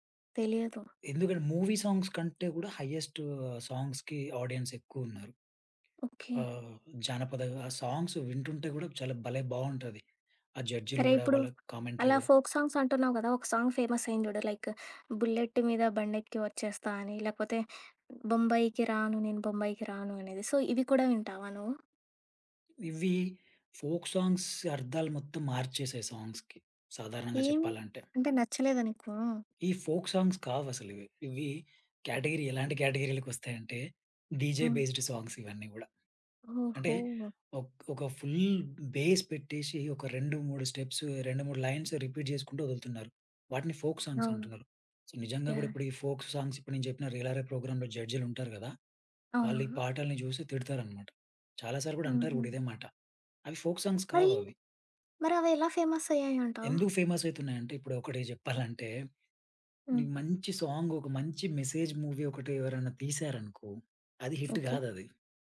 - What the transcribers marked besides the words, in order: other background noise; in English: "మూవీ సాంగ్స్"; in English: "హయ్యెస్ట్ సాంగ్స్‌కి ఆడియన్స్"; tapping; in English: "సాంగ్స్"; in English: "కామెంటరీ"; in English: "ఫోక్ సాంగ్స్"; in English: "సాంగ్"; in English: "లైక్"; singing: "బుల్లెట్ మీద బండెక్కి వచ్చేస్తా"; singing: "బొంబాయికి రాను నేను బొంబాయికి రాను"; in English: "సో"; in English: "ఫోక్ సాంగ్స్"; in English: "సాంగ్స్‌కి"; in English: "ఫోక్ సాంగ్స్"; in English: "కేటగరీ"; in English: "డీజే బేస్డ్ సాంగ్స్"; in English: "ఫుల్ బేస్"; in English: "స్టెప్స్"; in English: "లైన్స్ రిపీట్"; in English: "ఫోక్ సాంగ్స్"; in English: "సో"; in English: "ఫోక్ సాంగ్స్"; in English: "ప్రోగ్రామ్‌లో"; in English: "ఫోక్ సాంగ్స్"; chuckle; in English: "సాంగ్"; in English: "మెసేజ్ మూవీ"; in English: "హిట్"
- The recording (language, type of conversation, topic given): Telugu, podcast, ఏ సంగీతం వింటే మీరు ప్రపంచాన్ని మర్చిపోతారు?